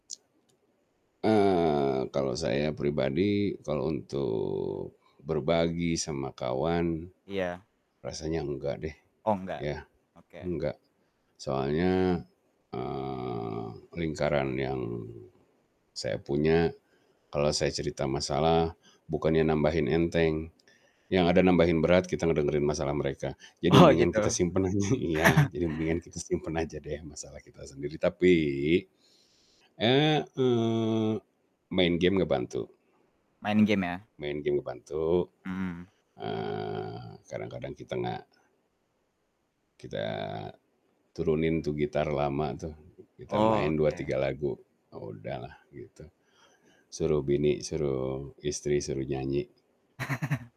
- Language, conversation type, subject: Indonesian, podcast, Bagaimana kamu mengatur waktu antara pekerjaan, keluarga, dan diri sendiri?
- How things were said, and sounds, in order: laughing while speaking: "Oh"; laughing while speaking: "aja"; chuckle; chuckle